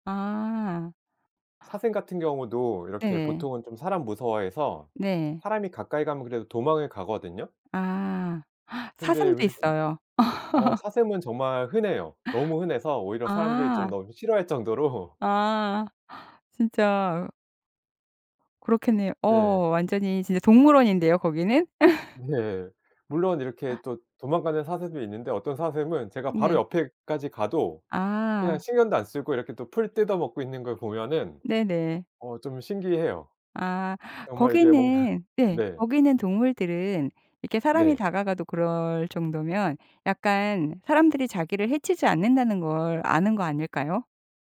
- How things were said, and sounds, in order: other background noise; gasp; laugh; gasp; laughing while speaking: "정도로"; laugh; laughing while speaking: "네"; gasp; laughing while speaking: "뭔가"
- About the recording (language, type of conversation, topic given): Korean, podcast, 자연이 위로가 됐던 순간을 들려주실래요?